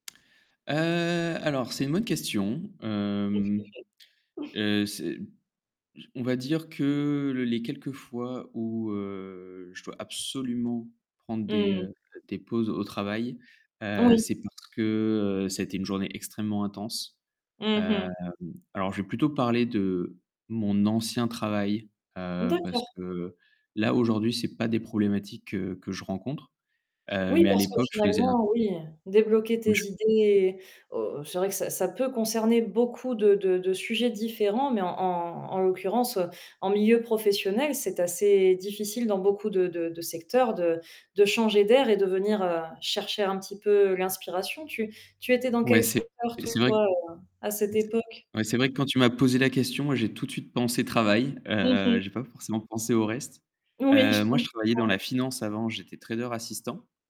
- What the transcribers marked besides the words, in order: distorted speech; chuckle; other background noise; static; laughing while speaking: "Oui"
- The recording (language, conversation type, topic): French, podcast, Comment utilises-tu une promenade ou un changement d’air pour débloquer tes idées ?